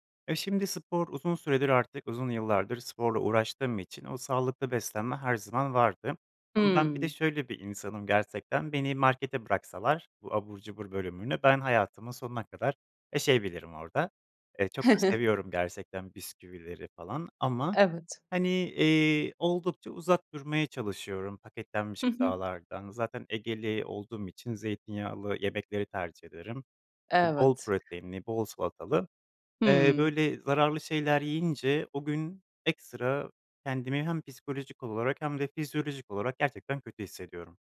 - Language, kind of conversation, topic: Turkish, podcast, Sınav kaygısıyla başa çıkmak için genelde ne yaparsın?
- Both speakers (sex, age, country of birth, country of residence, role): female, 30-34, Turkey, Netherlands, host; male, 25-29, Turkey, Poland, guest
- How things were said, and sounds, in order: chuckle